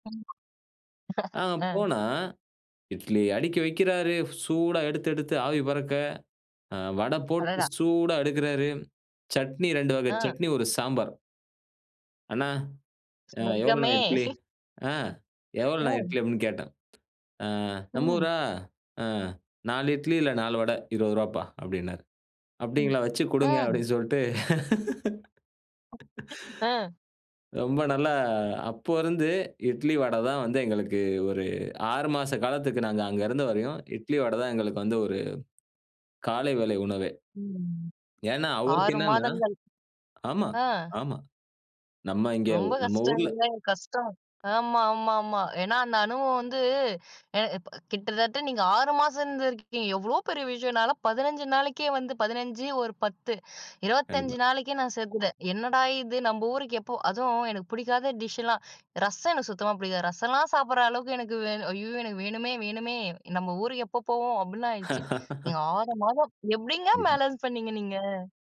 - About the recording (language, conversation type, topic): Tamil, podcast, பழைய ஊரின் சாலை உணவு சுவை நினைவுகள்
- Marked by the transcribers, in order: chuckle; other noise; chuckle; other background noise; laugh; chuckle; chuckle; in English: "பேலன்ஸ்"